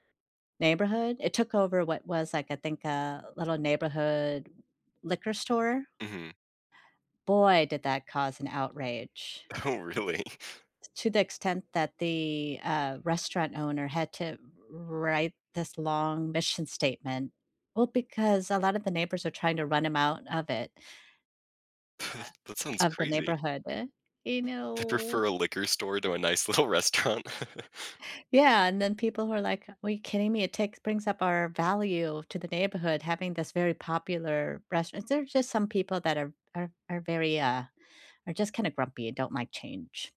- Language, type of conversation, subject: English, unstructured, What are your go-to ways to keep up with local decisions that shape your daily routines and community?
- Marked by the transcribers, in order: other background noise; laughing while speaking: "Oh, really?"; chuckle; drawn out: "know?"; laughing while speaking: "little restaurant"; laugh